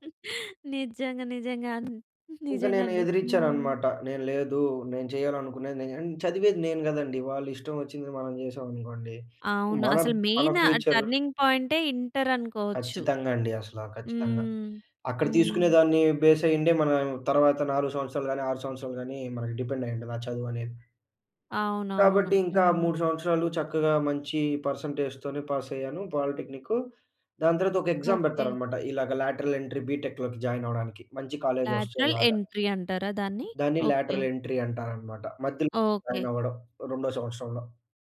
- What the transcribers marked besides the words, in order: chuckle; other background noise; in English: "ఫ్యూచర్"; in English: "మెయిన్ టర్నింగ్"; in English: "పర్సంటేజ్‌తోనే"; in English: "ఎగ్జామ్"; in English: "లేటరల్ ఎంట్రీ బీటె‌క్‌లోకి"; in English: "లేటరల్ ఎంట్రీ"; in English: "లేటరల్ ఎంట్రీ"
- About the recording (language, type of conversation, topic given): Telugu, podcast, మీరు తీసుకున్న ఒక నిర్ణయం మీ జీవితాన్ని ఎలా మలచిందో చెప్పగలరా?